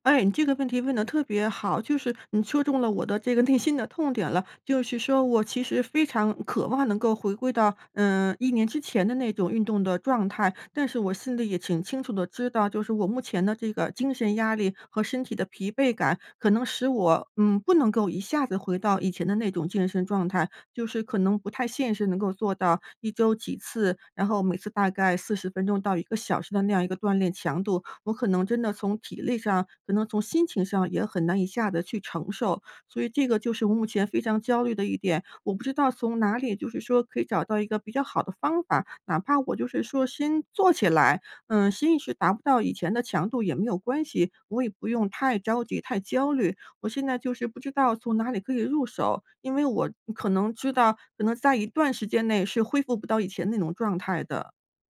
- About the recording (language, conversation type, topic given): Chinese, advice, 难以坚持定期锻炼，常常半途而废
- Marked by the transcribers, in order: other background noise